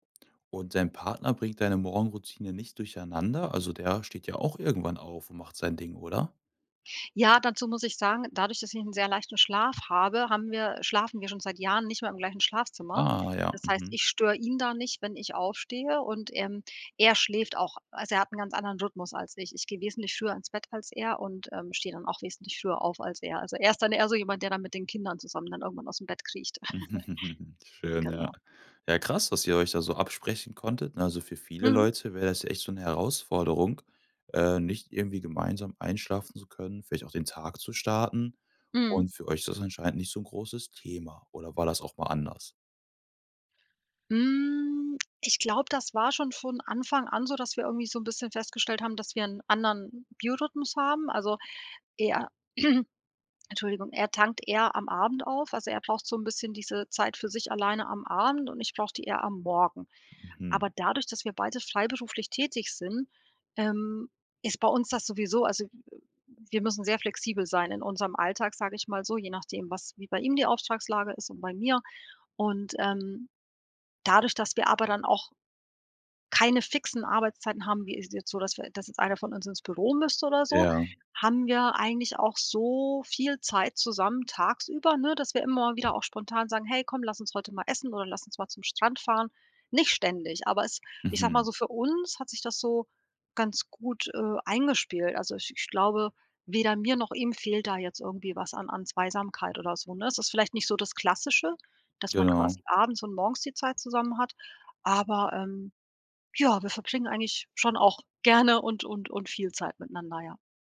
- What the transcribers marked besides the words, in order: chuckle; drawn out: "Hm"; throat clearing; other noise
- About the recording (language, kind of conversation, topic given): German, podcast, Wie sieht deine Morgenroutine eigentlich aus, mal ehrlich?